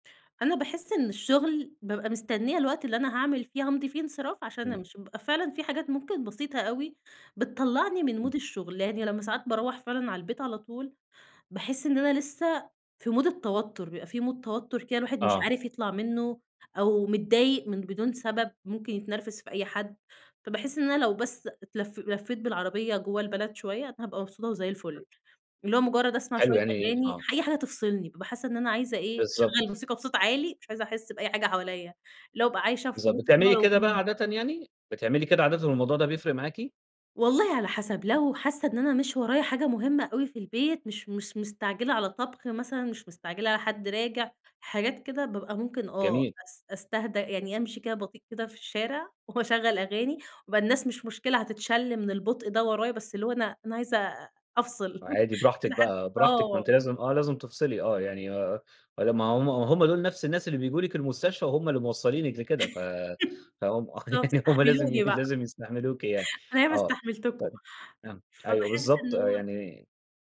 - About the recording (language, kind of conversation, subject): Arabic, podcast, إيه عاداتك اليومية عشان تفصل وتفوق بعد يوم مرهق؟
- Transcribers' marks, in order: in English: "mood"; in English: "mood"; in English: "mood"; other background noise; in English: "mood"; unintelligible speech; chuckle; laugh; giggle; laughing while speaking: "يعني هُم لازم ي لازم يستحملوكِ يعني"